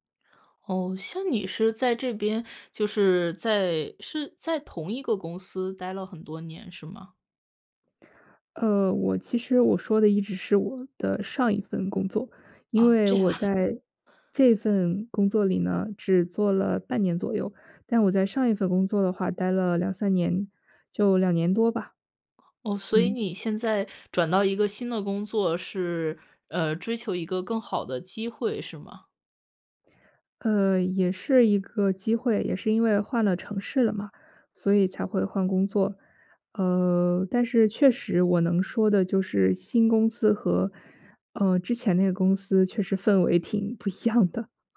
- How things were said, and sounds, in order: laughing while speaking: "啊"; chuckle; other noise; laughing while speaking: "不一样的"
- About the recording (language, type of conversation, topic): Chinese, podcast, 你会给刚踏入职场的人什么建议？